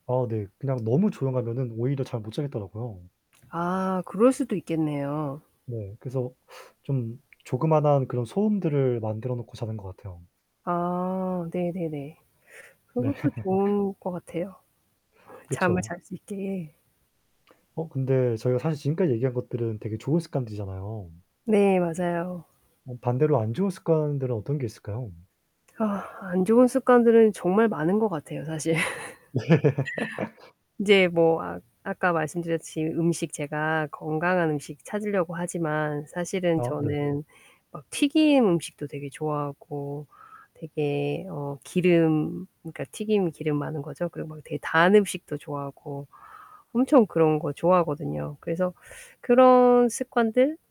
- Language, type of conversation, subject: Korean, unstructured, 행복해지기 위해 꼭 지켜야 하는 습관이 있나요?
- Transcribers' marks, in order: other background noise; static; tapping; laughing while speaking: "네"; laughing while speaking: "사실"; laughing while speaking: "네"; laugh